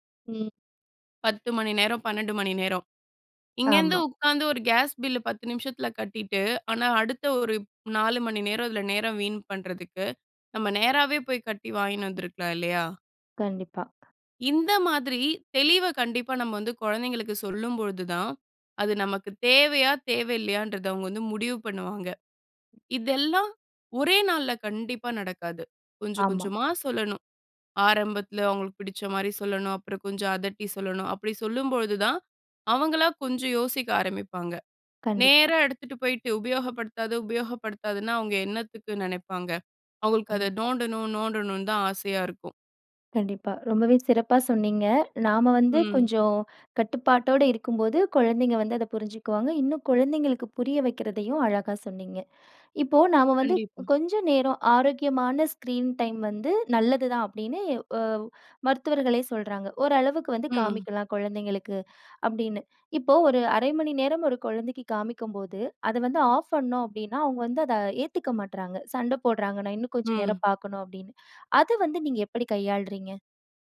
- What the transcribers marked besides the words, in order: other noise; other background noise; in English: "ஸ்க்ரீன்"
- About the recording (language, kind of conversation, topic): Tamil, podcast, குழந்தைகளின் திரை நேரத்தை நீங்கள் எப்படி கையாள்கிறீர்கள்?